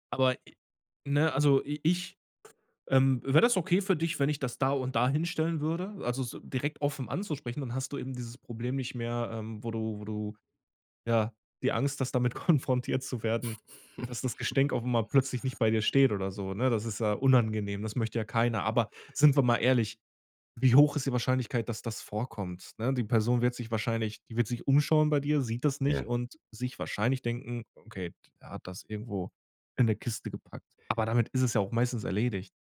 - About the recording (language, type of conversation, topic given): German, advice, Wie gehe ich beim Aussortieren von Geschenken mit meinem schlechten Gewissen um?
- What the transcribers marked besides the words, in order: chuckle